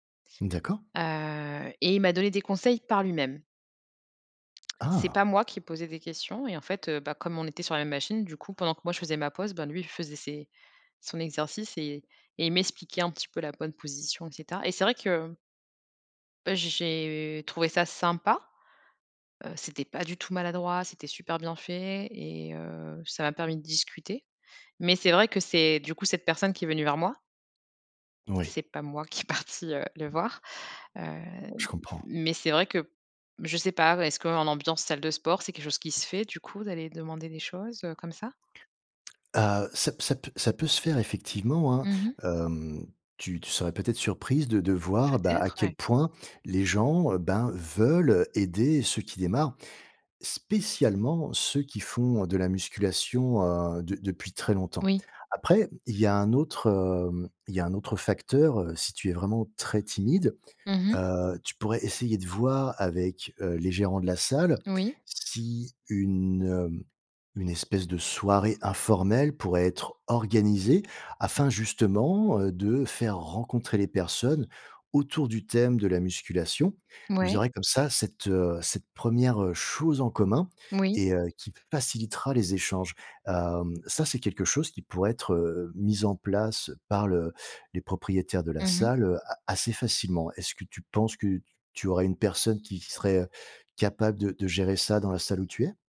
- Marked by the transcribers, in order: laughing while speaking: "qui est partie"; drawn out: "heu"
- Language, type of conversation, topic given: French, advice, Comment gérer l’anxiété à la salle de sport liée au regard des autres ?